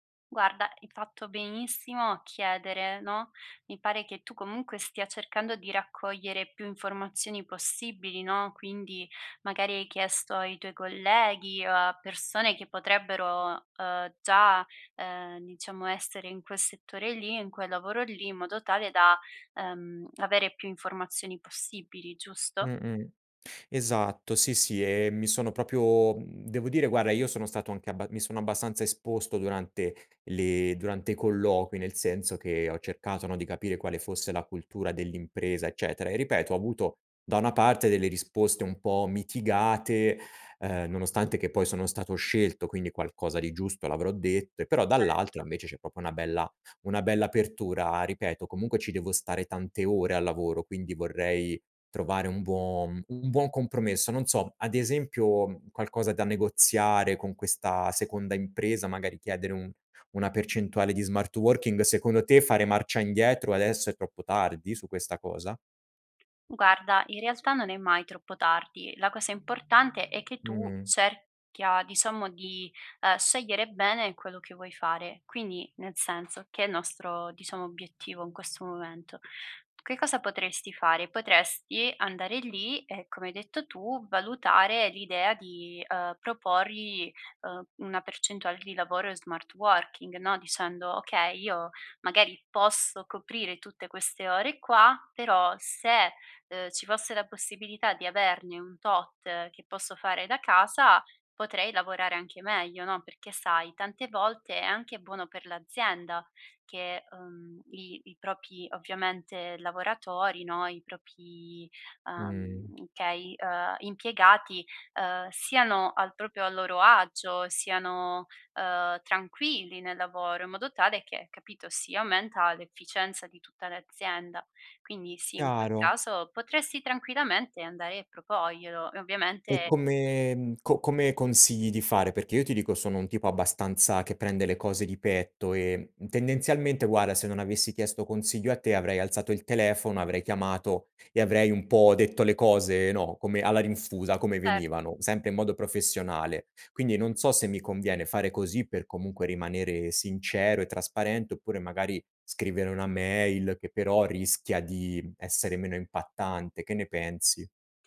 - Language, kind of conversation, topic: Italian, advice, decidere tra due offerte di lavoro
- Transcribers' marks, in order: "proprio" said as "propio"; "proprio" said as "propo"; other background noise; "propri" said as "propi"; "propri" said as "propi"; "okay" said as "kay"; "proprio" said as "propio"; "andare" said as "andae"; "proporglielo" said as "propoglielo"